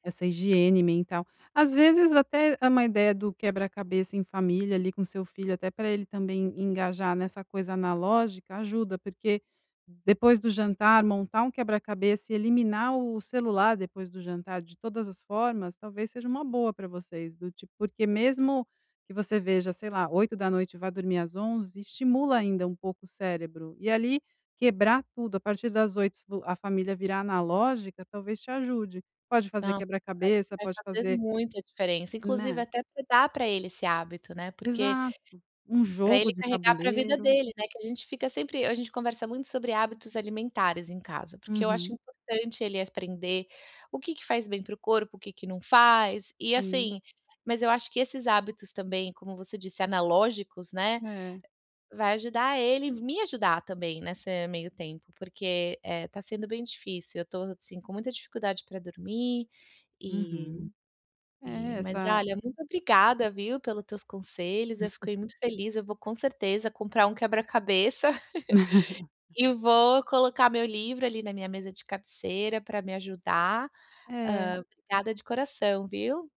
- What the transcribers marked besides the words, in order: tapping; chuckle; laugh
- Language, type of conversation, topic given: Portuguese, advice, Como posso equilibrar entretenimento digital e descanso saudável?